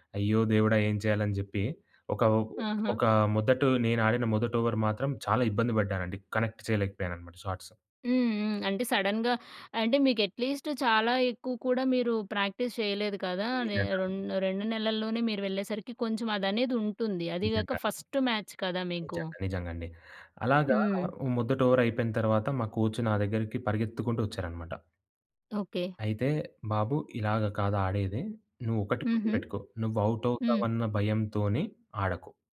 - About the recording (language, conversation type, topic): Telugu, podcast, కష్ట సమయంలో మీ గురువు ఇచ్చిన సలహాల్లో మీకు ప్రత్యేకంగా గుర్తుండిపోయింది ఏది?
- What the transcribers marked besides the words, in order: tapping; in English: "ఓవర్"; in English: "కనెక్ట్"; in English: "సడన్‌గా"; in English: "ప్రాక్టీస్"; in English: "ఫస్ట్ మ్యాచ్"; in English: "ఓవర్"; in English: "కోచ్"; in English: "అవుట్"